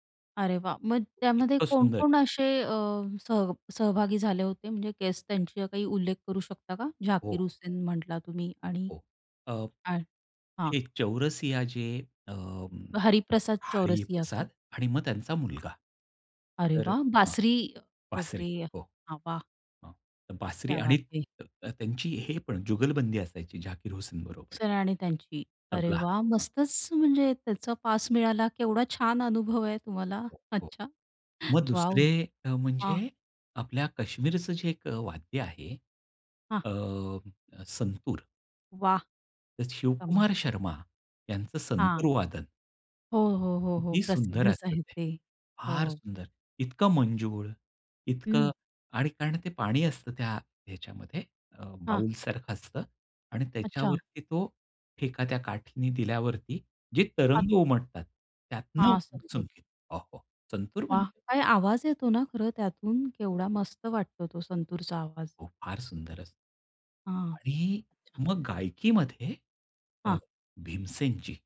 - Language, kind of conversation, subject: Marathi, podcast, तुला संगीताचा शोध घ्यायला सुरुवात कशी झाली?
- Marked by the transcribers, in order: other background noise; unintelligible speech; in Hindi: "क्या बात है"